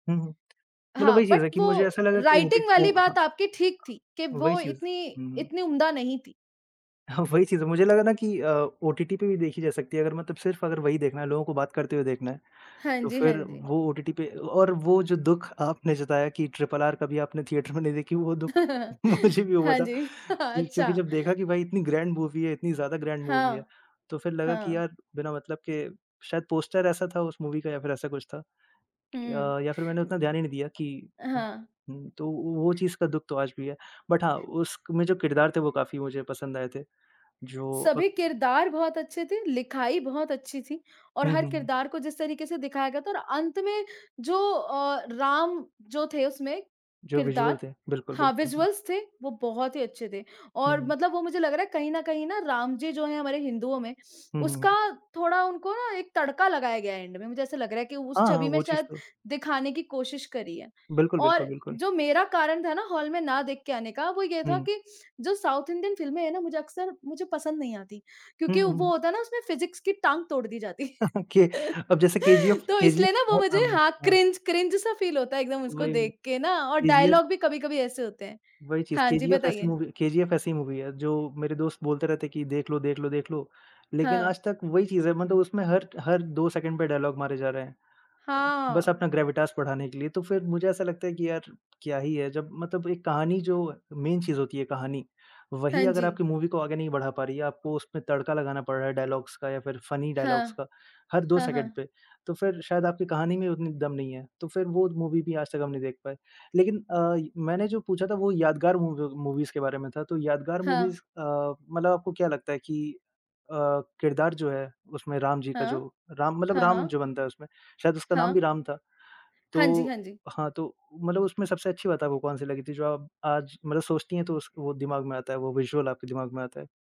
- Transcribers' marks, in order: tongue click; in English: "बट"; in English: "राइटिंग"; laughing while speaking: "हाँ वही चीज़ है"; laugh; laughing while speaking: "हाँ जी अच्छा"; laugh; laughing while speaking: "मुझे भी हुआ था"; in English: "ग्रैंड मूवी"; in English: "ग्रैंड मूवी"; in English: "मूवी"; in English: "बट"; in English: "विज़ुअल्स"; in English: "विज़ुअल"; sniff; in English: "एंड"; in English: "हॉल"; in English: "साउथ इंडियन"; in English: "फ़िज़िक्स"; laughing while speaking: "के"; laugh; in English: "क्रिंज क्रिंज"; in English: "फ़ील"; in English: "डायलॉग"; in English: "मूवी"; in English: "मूवी"; in English: "डायलॉग"; in English: "ग्रेविटास"; in English: "मेन"; in English: "मूवी"; in English: "डायलॉग्स"; in English: "फ़नी डायलॉग्स"; in English: "मूवी"; in English: "मूवी मूवीज़"; in English: "मूवीज़"; in English: "विज़ुअल"
- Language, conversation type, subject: Hindi, unstructured, आपको कौन सी फिल्म सबसे ज़्यादा यादगार लगी है?